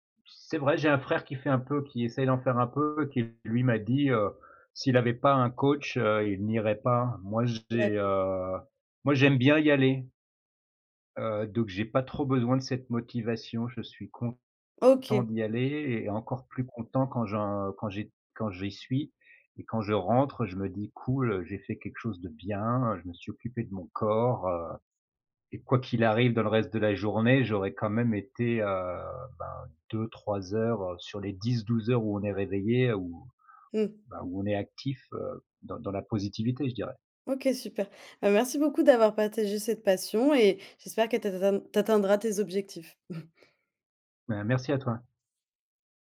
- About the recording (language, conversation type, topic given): French, podcast, Quel loisir te passionne en ce moment ?
- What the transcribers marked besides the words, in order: stressed: "C'est"; stressed: "corps"; chuckle